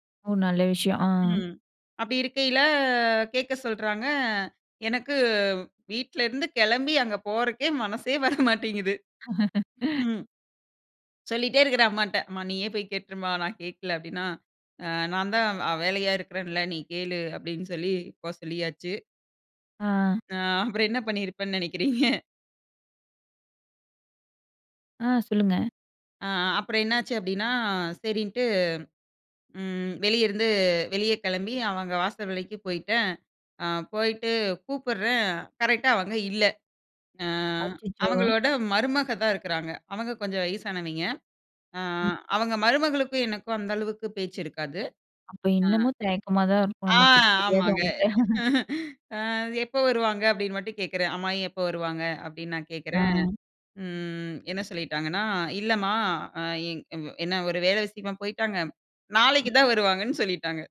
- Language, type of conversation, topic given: Tamil, podcast, சுயமாக உதவி கேட்க பயந்த தருணத்தை நீங்கள் எப்படி எதிர்கொண்டீர்கள்?
- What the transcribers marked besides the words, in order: drawn out: "இருக்கையில"; laughing while speaking: "வர மாட்டேங்குது"; laugh; laughing while speaking: "அப்புறம் என்ன பண்ணியிருப்பேன்னு நெனைக்கிறீங்க?"; drawn out: "ஆ"; chuckle; chuckle; drawn out: "ம்"